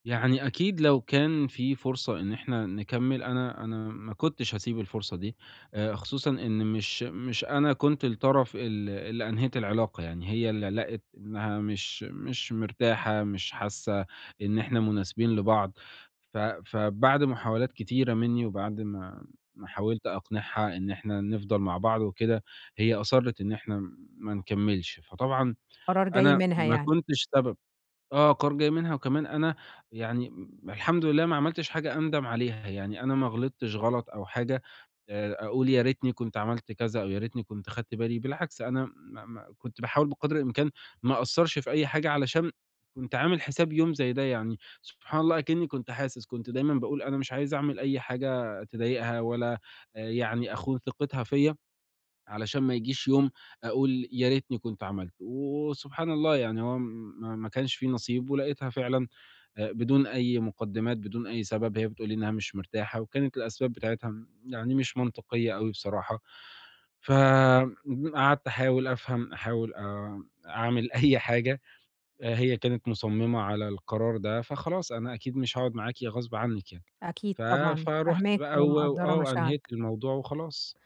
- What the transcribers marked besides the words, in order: chuckle
- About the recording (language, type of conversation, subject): Arabic, advice, إزاي أبدأ أعيد بناء نفسي بعد نهاية علاقة وبعد ما اتكسرت توقعاتي؟